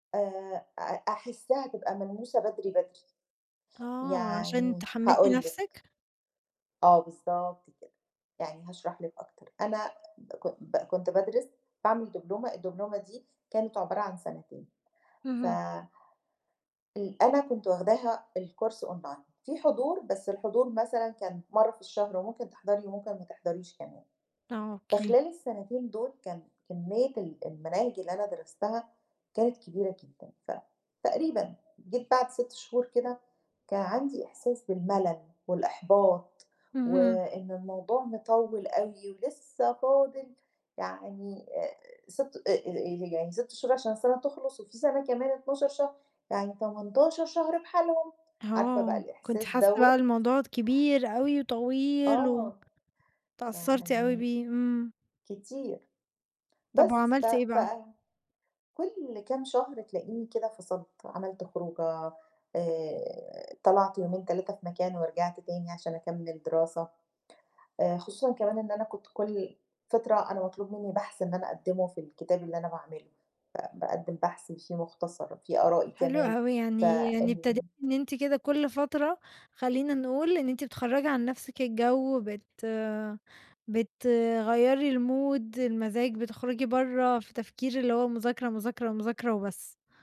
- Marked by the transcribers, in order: in English: "الكورس أونلاين"; in English: "الmood"
- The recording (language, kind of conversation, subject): Arabic, podcast, إزاي بتتعامل مع الإحباط وإنت بتتعلم لوحدك؟